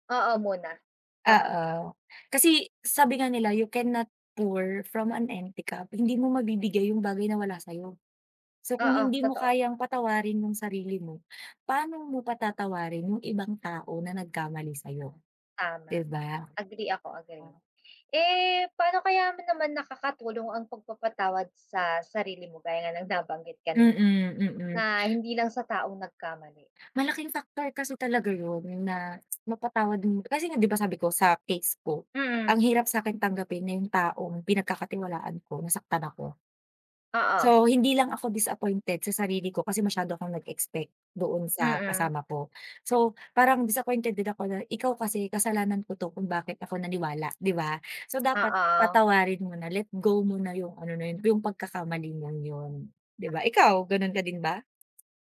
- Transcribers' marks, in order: in English: "you cannot pour from an empty cup"; gasp; other background noise
- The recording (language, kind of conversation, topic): Filipino, unstructured, Ano ang pinakamabisang paraan para magpatawaran?
- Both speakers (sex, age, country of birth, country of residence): female, 25-29, Philippines, Philippines; female, 25-29, Philippines, Philippines